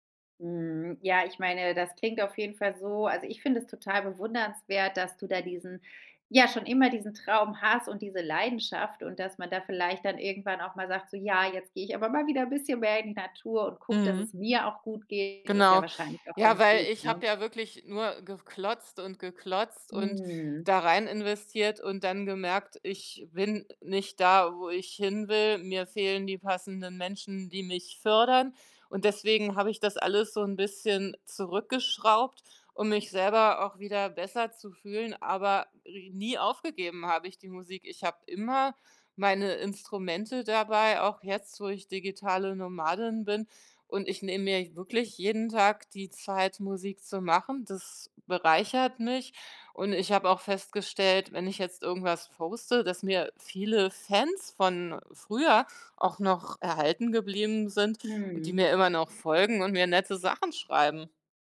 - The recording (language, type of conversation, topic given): German, podcast, Hast du einen beruflichen Traum, den du noch verfolgst?
- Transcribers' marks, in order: none